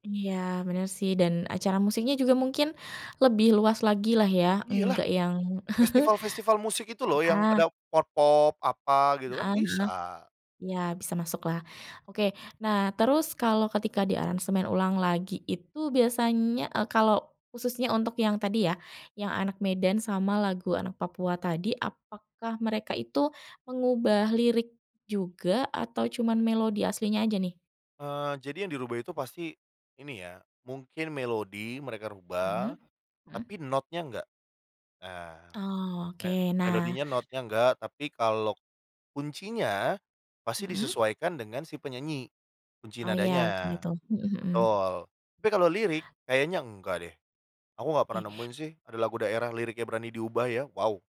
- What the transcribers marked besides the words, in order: chuckle
- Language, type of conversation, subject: Indonesian, podcast, Apa pendapatmu tentang lagu daerah yang diaransemen ulang menjadi lagu pop?